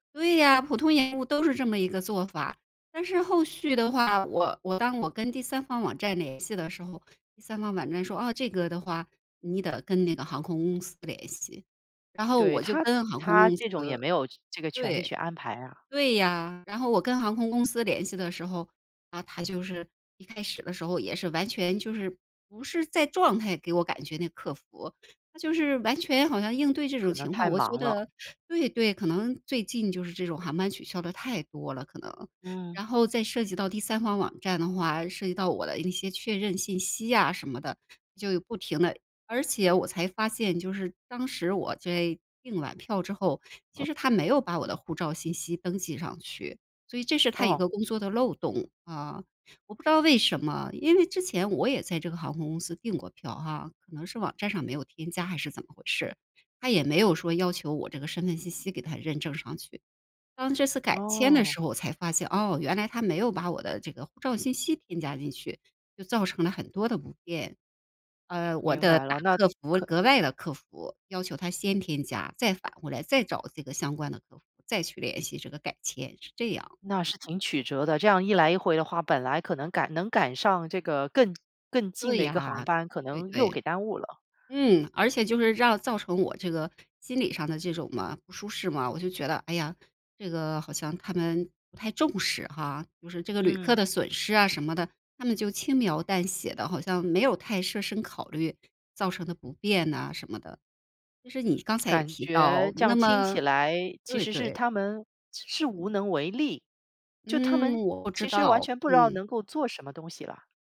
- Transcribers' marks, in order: other noise; other background noise; "额" said as "格"
- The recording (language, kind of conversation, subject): Chinese, podcast, 航班被取消后，你有没有临时调整行程的经历？